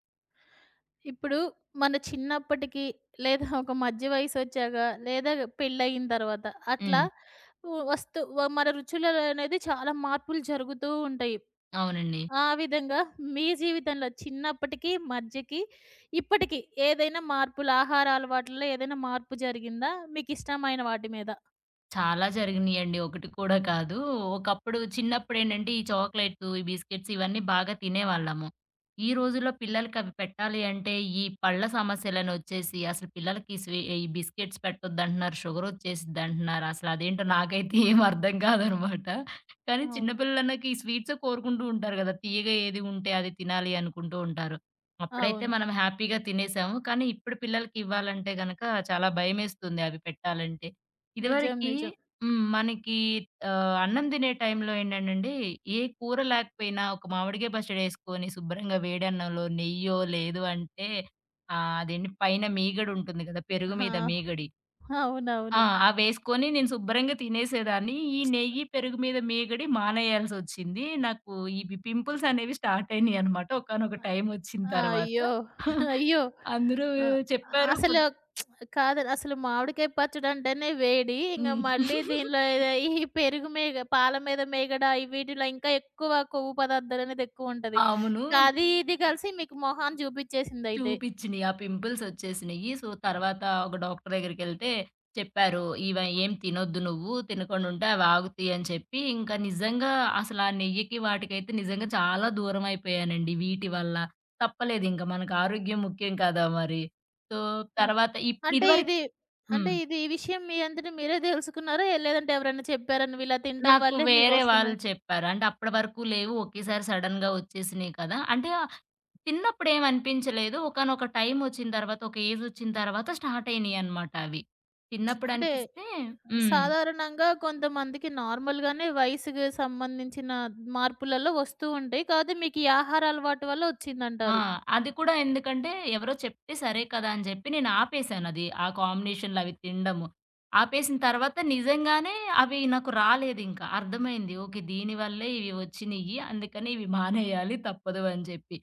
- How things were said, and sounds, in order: in English: "బిస్కెట్స్"; in English: "బిస్కెట్స్"; in English: "షుగర్"; laughing while speaking: "ఏం అర్థం కాదనమాట"; in English: "స్వీట్స్"; in English: "హ్యాపీగా"; other background noise; in English: "పింపుల్స్"; in English: "స్టార్ట్"; chuckle; lip smack; chuckle; giggle; in English: "పింపుల్స్"; in English: "సో"; in English: "సో"; in English: "సడెన్‌గా"; in English: "స్టార్ట్"; in English: "నార్మల్‌గానే"
- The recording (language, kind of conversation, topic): Telugu, podcast, వయస్సు పెరిగేకొద్దీ మీ ఆహార రుచుల్లో ఏలాంటి మార్పులు వచ్చాయి?